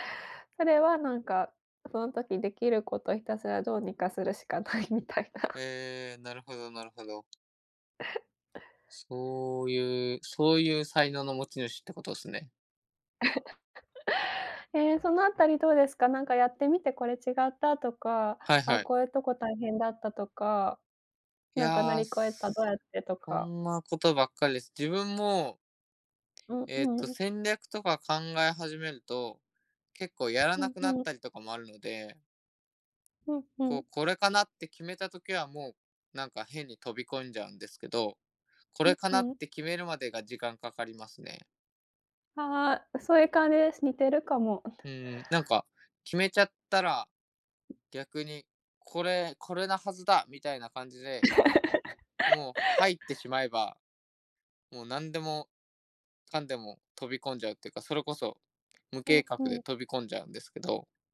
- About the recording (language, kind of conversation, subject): Japanese, unstructured, 将来、挑戦してみたいことはありますか？
- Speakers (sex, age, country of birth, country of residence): female, 30-34, Japan, Japan; male, 20-24, Japan, Japan
- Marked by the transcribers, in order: laughing while speaking: "ないみたいな"; other background noise; chuckle; chuckle; tapping; chuckle; giggle